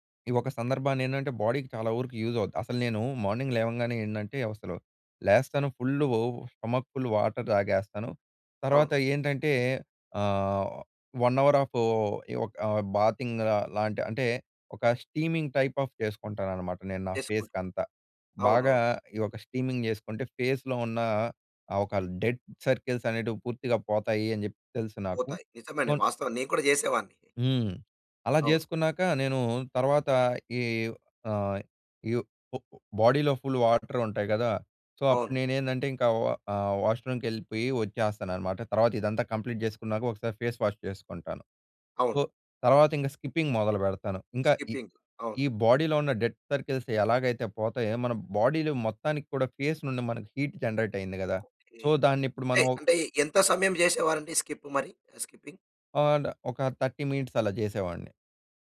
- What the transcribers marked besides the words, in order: in English: "బాడీకి"; in English: "యూజ్"; in English: "మార్నింగ్"; in English: "స్టమక్ ఫుల్ వాటర్"; in English: "వన్ అవర్ ఆఫ్"; in English: "బాతింగ్"; in English: "స్టీమింగ్ టైప్ ఆఫ్"; in English: "ఫేస్‌కి"; in English: "స్టీమింగ్"; in English: "ఫేస్‍లో"; in English: "డెడ్ సర్కిల్స్"; other noise; in English: "బాడీలో ఫుల్ వాటర్"; in English: "సో"; in English: "వాష్రూమ్‌కి"; in English: "కంప్లీట్"; in English: "ఫేస్ వాష్"; in English: "సో"; in English: "స్కిప్పింగ్"; in English: "బాడీలో"; in English: "స్కిప్పింగ్"; in English: "డెడ్ సర్కిల్స్"; in English: "బాడీలో"; in English: "ఫేస్"; in English: "హీట్ జనరేట్"; in English: "సో"; in English: "స్కిప్"; in English: "స్కిప్పింగ్"; in English: "అండ్"; in English: "థర్టీ మినిట్స్"
- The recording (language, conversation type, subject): Telugu, podcast, రోజువారీ రొటీన్ మన మానసిక శాంతిపై ఎలా ప్రభావం చూపుతుంది?